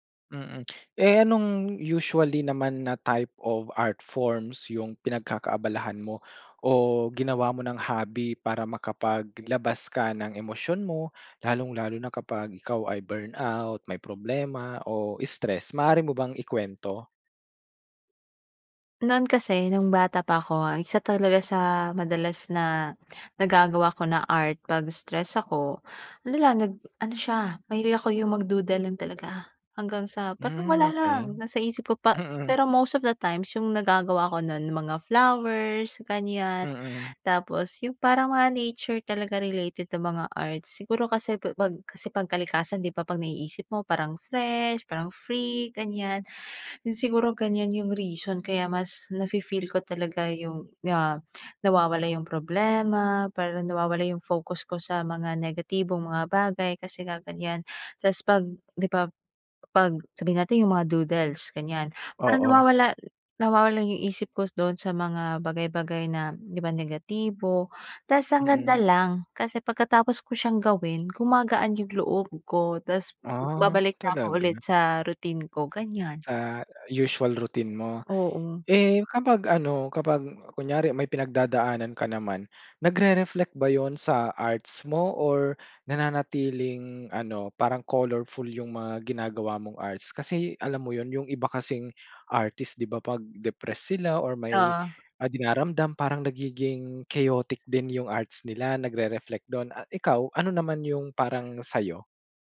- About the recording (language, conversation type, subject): Filipino, podcast, Paano mo pinapangalagaan ang iyong kalusugang pangkaisipan kapag nasa bahay ka lang?
- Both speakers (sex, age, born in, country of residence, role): female, 25-29, Philippines, Philippines, guest; male, 25-29, Philippines, Philippines, host
- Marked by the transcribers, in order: in English: "type of art forms"; in English: "burnout"; in English: "mag-doodle"; in English: "most of the times"; other animal sound; tapping; in English: "chaotic"